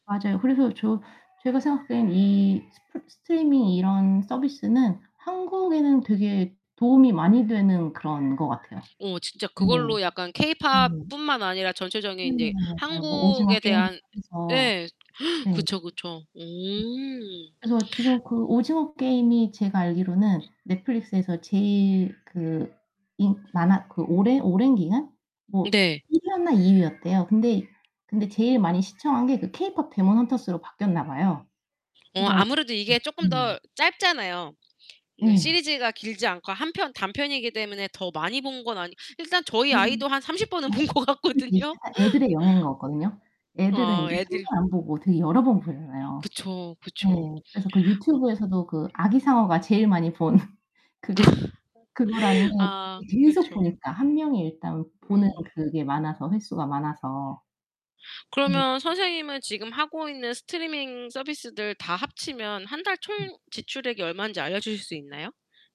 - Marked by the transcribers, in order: baby crying; other background noise; distorted speech; gasp; unintelligible speech; laughing while speaking: "본 것 같거든요"; laugh; laughing while speaking: "본 그거"; laugh
- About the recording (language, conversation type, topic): Korean, podcast, 스트리밍 서비스 이용으로 소비 습관이 어떻게 달라졌나요?